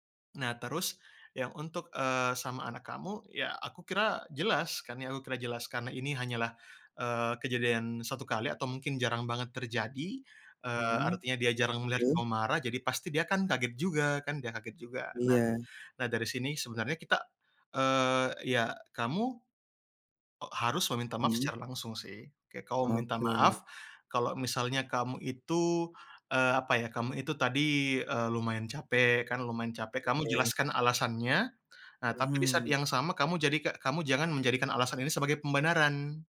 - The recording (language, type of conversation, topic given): Indonesian, advice, Mengapa saya bereaksi marah berlebihan setiap kali terjadi konflik kecil?
- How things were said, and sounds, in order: none